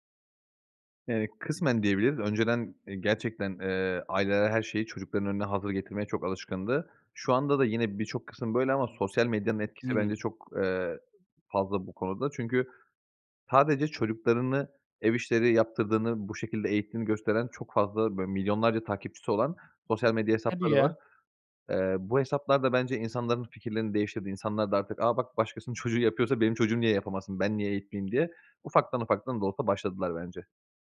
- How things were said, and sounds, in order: unintelligible speech
- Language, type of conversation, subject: Turkish, podcast, Ev işlerini adil paylaşmanın pratik yolları nelerdir?